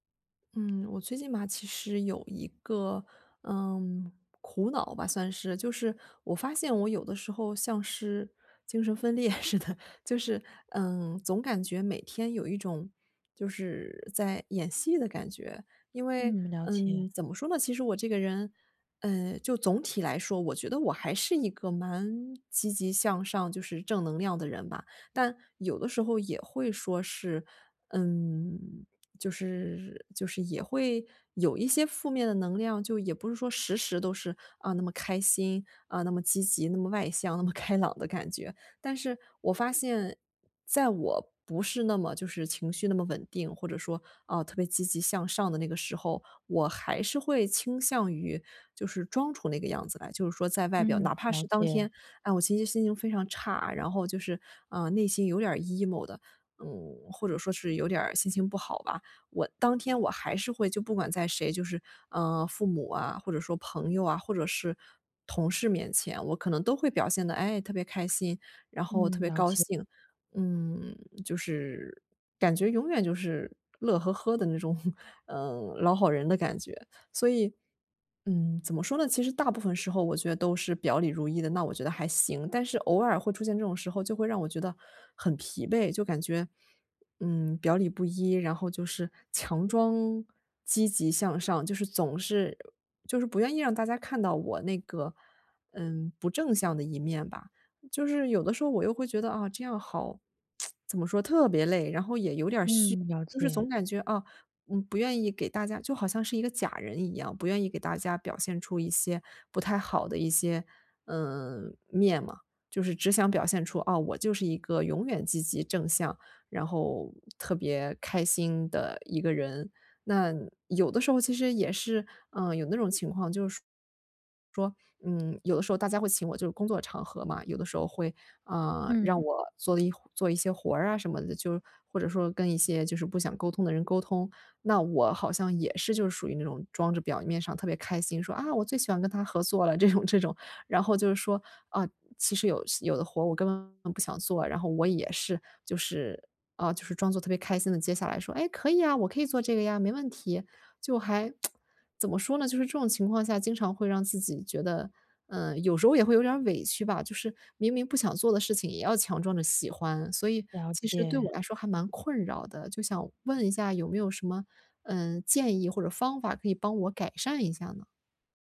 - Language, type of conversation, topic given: Chinese, advice, 我怎样才能减少内心想法与外在行为之间的冲突？
- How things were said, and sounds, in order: laughing while speaking: "分裂似的"; laughing while speaking: "那么开朗"; in English: "emo"; tsk; tsk